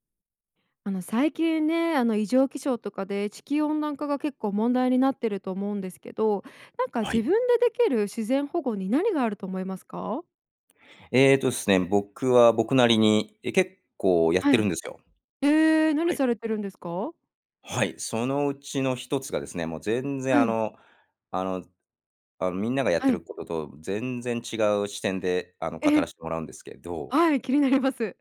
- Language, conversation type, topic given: Japanese, podcast, 日常生活の中で自分にできる自然保護にはどんなことがありますか？
- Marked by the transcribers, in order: none